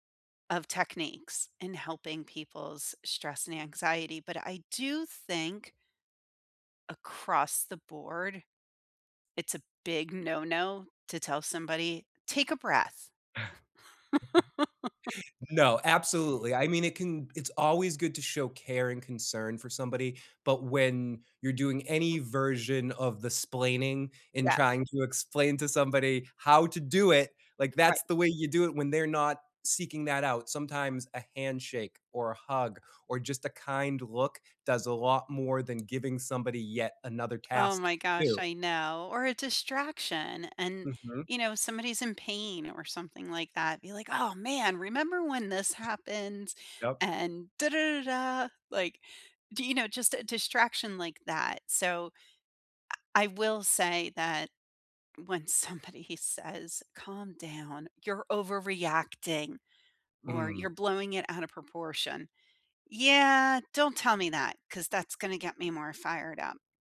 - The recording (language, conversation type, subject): English, unstructured, How can breathing techniques reduce stress and anxiety?
- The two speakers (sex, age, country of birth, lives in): female, 50-54, United States, United States; male, 50-54, United States, United States
- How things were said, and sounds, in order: laugh; laugh; other background noise; other noise; laughing while speaking: "somebody says"